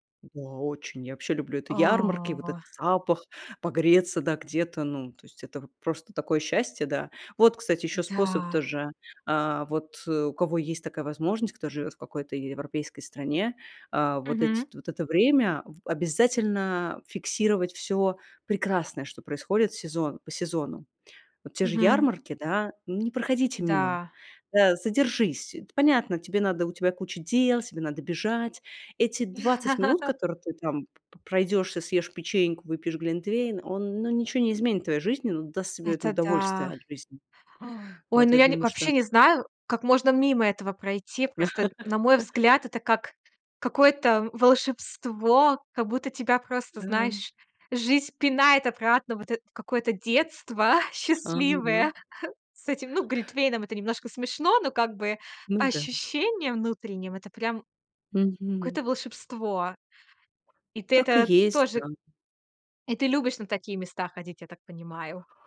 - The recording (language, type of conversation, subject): Russian, podcast, Что вы делаете, чтобы снять стресс за 5–10 минут?
- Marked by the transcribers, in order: drawn out: "О"; tapping; laugh; sigh; laugh; laughing while speaking: "детство"; chuckle